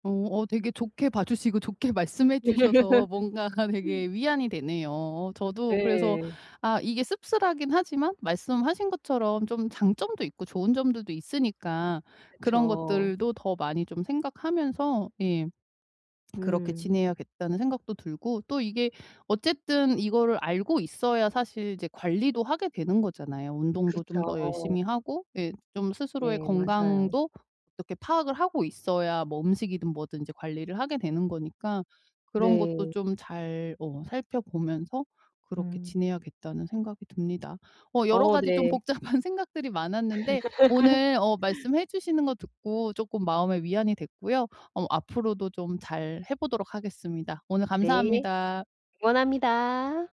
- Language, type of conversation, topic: Korean, advice, 최근의 변화로 무언가를 잃었다고 느낄 때 회복탄력성을 어떻게 기를 수 있을까요?
- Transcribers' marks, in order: tapping; laugh; other background noise; laughing while speaking: "말씀해 주셔서 뭔가가 되게"; laughing while speaking: "복잡한 생각들이"; laugh